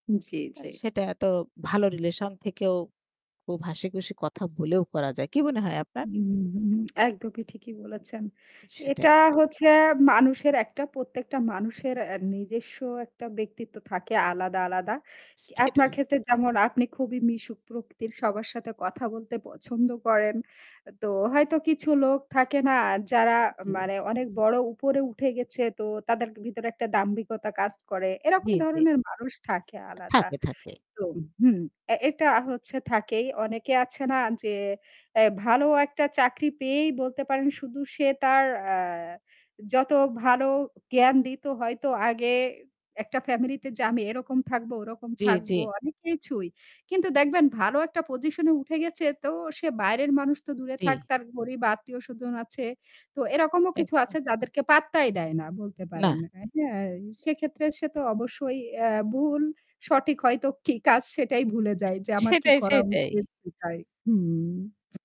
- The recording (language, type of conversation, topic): Bengali, unstructured, আপনি সঠিক ও ভুলের মধ্যে কীভাবে পার্থক্য করেন?
- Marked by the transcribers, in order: static; lip smack; other background noise; distorted speech; tapping